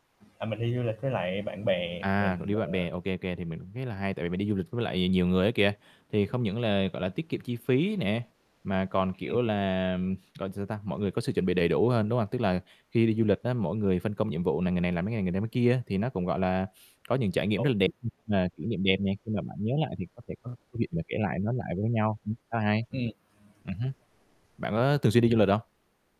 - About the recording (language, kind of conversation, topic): Vietnamese, unstructured, Bạn cảm thấy thế nào khi đạt được một mục tiêu trong sở thích của mình?
- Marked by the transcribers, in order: static; tapping; unintelligible speech